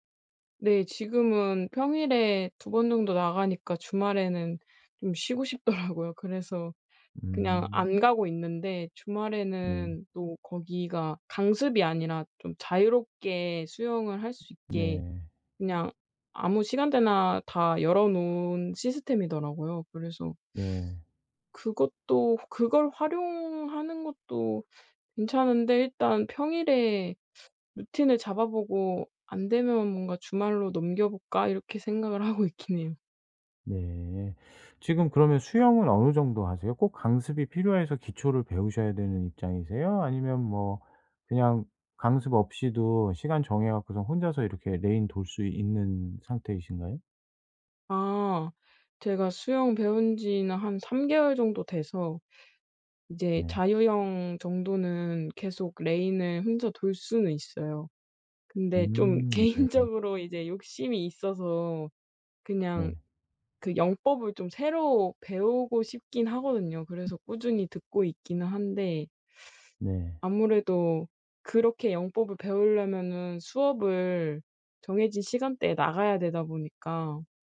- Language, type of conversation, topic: Korean, advice, 바쁜 일정 속에서 취미 시간을 어떻게 확보할 수 있을까요?
- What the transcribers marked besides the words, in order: tapping; laughing while speaking: "싶더라고요"; other background noise; teeth sucking; teeth sucking; laughing while speaking: "하고 있기는"; laughing while speaking: "개인적으로"; teeth sucking